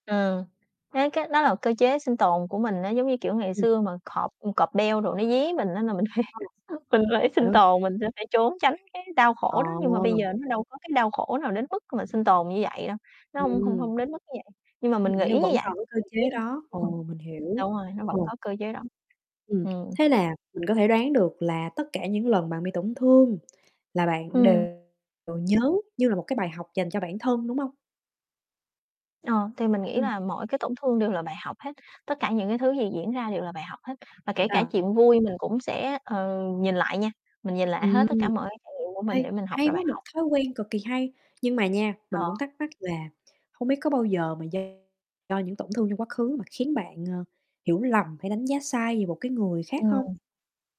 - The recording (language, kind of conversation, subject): Vietnamese, unstructured, Có nên tha thứ cho người đã làm tổn thương mình không?
- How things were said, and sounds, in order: other background noise; "cọp" said as "khọp"; distorted speech; laughing while speaking: "phải"; chuckle; static; unintelligible speech; tapping; mechanical hum